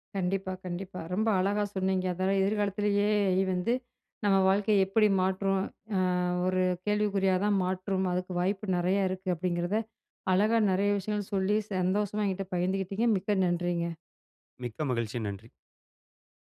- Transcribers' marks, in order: drawn out: "அ"
- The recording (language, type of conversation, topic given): Tamil, podcast, எதிர்காலத்தில் செயற்கை நுண்ணறிவு நம் வாழ்க்கையை எப்படிப் மாற்றும்?